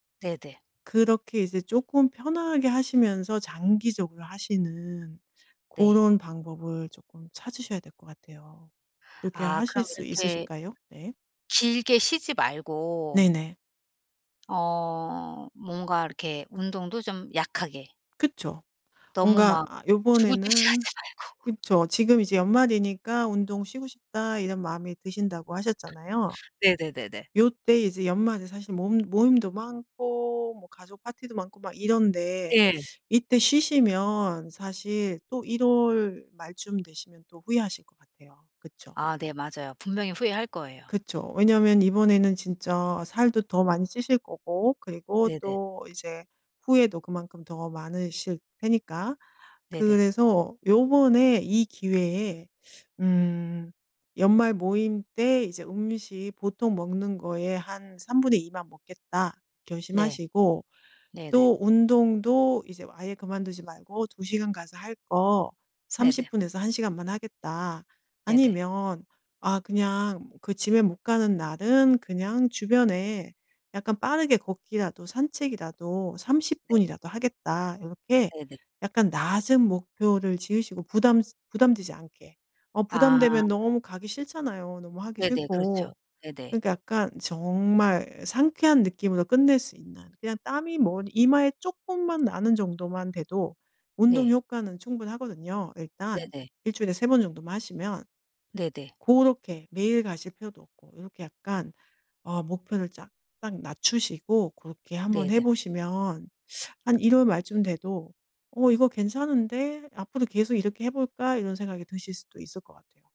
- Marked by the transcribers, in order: tapping; laughing while speaking: "듯이 하지 말고"; laugh; in English: "짐에"; other background noise; "약간" said as "작간"
- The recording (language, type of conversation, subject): Korean, advice, 꾸준히 운동하고 싶지만 힘들 땐 쉬어도 될지 어떻게 결정해야 하나요?